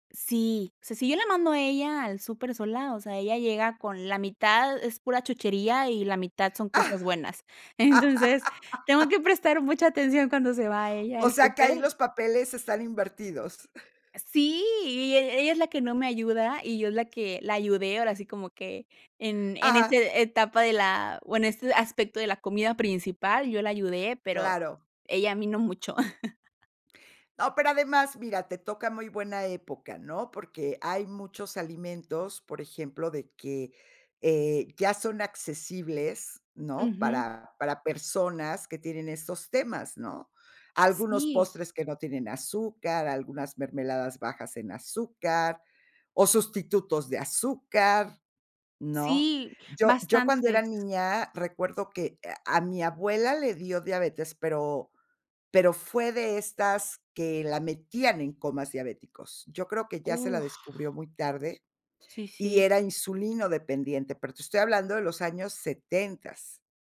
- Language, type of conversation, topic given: Spanish, podcast, ¿Cómo te organizas para comer más sano cada semana?
- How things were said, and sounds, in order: other background noise; laugh; laughing while speaking: "Entonces"; chuckle